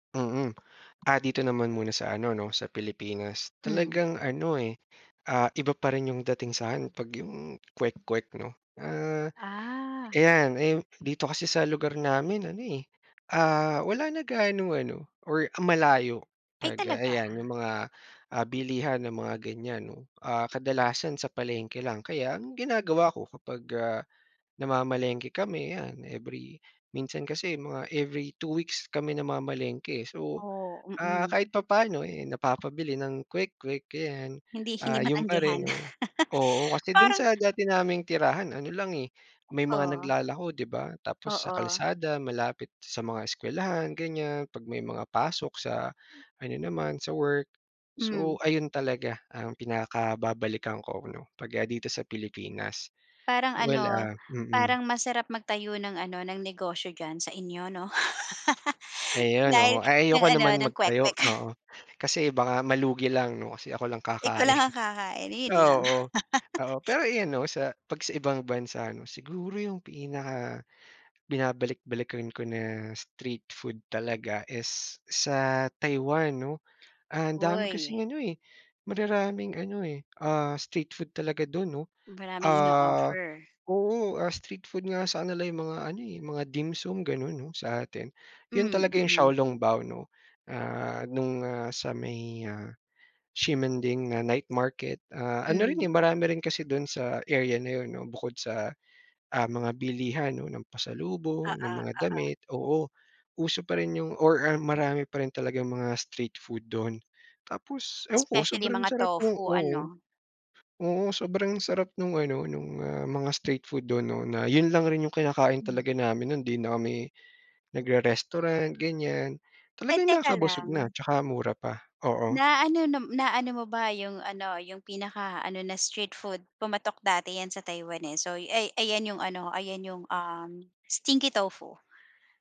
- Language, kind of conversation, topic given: Filipino, podcast, Ano ang palagi mong nagugustuhan sa pagtuklas ng bagong pagkaing kalye?
- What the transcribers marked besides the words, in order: other background noise; laugh; tapping; laugh; chuckle; chuckle; in Chinese: "小笼包"